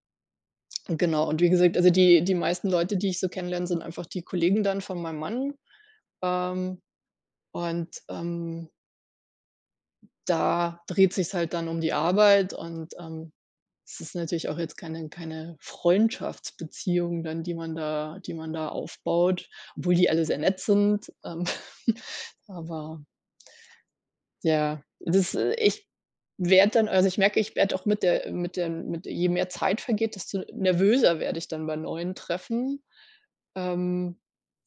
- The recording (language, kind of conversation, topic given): German, advice, Wie kann ich meine soziale Unsicherheit überwinden, um im Erwachsenenalter leichter neue Freundschaften zu schließen?
- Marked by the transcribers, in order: tapping; snort